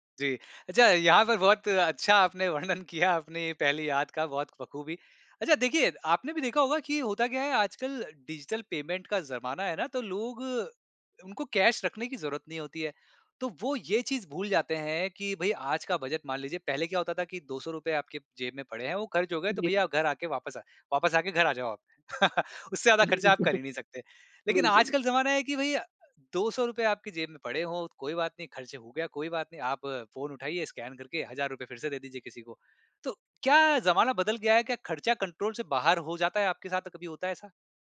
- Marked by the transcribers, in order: laughing while speaking: "वर्णन किया"; in English: "डिजिटल पेमेंट"; in English: "कैश"; chuckle; chuckle; in English: "कंट्रोल"
- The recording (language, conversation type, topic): Hindi, podcast, डिजिटल भुगतान करने के बाद अपने खर्च और बजट को संभालना आपको कैसा लगा?